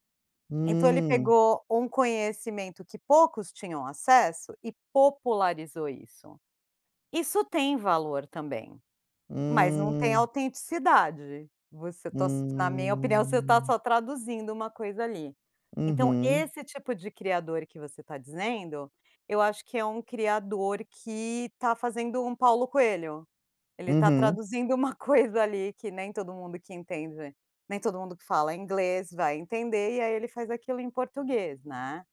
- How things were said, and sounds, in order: none
- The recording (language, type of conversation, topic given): Portuguese, podcast, Como a autenticidade influencia o sucesso de um criador de conteúdo?
- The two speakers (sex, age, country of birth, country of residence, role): female, 45-49, Brazil, United States, guest; male, 30-34, Brazil, Netherlands, host